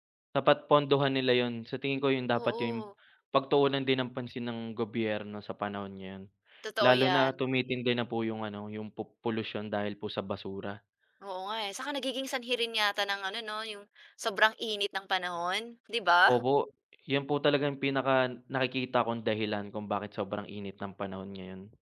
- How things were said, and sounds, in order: tapping; snort
- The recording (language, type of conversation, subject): Filipino, unstructured, Ano ang reaksyon mo kapag may nakikita kang nagtatapon ng basura kung saan-saan?